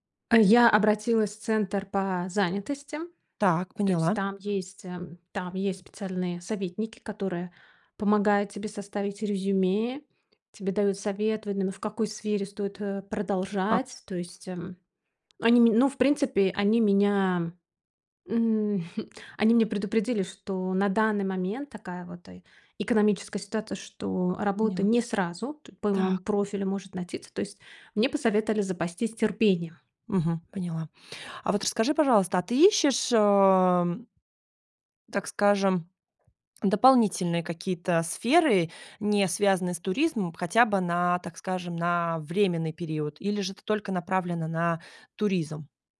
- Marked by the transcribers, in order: tapping
- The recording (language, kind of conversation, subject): Russian, advice, Как справиться с неожиданной потерей работы и тревогой из-за финансов?